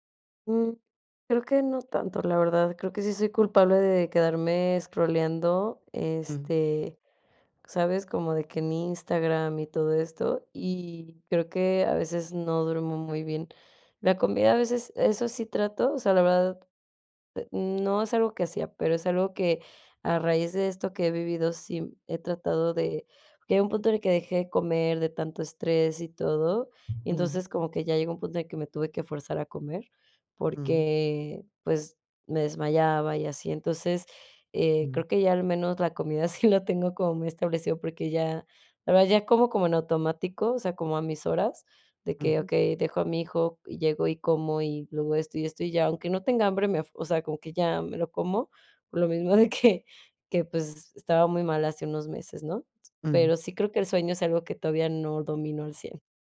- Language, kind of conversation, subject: Spanish, advice, ¿Cómo puedo volver al trabajo sin volver a agotarme y cuidar mi bienestar?
- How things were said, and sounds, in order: laughing while speaking: "sí"; laughing while speaking: "de que"